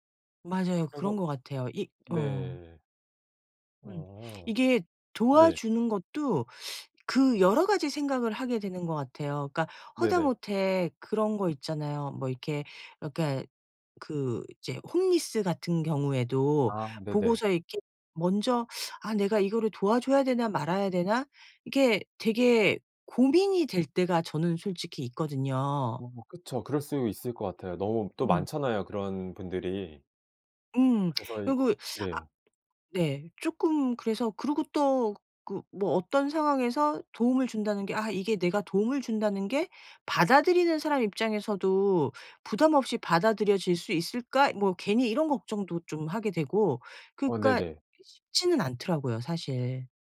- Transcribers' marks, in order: in English: "홈리스"; other background noise
- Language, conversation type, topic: Korean, podcast, 위기에서 누군가 도와준 일이 있었나요?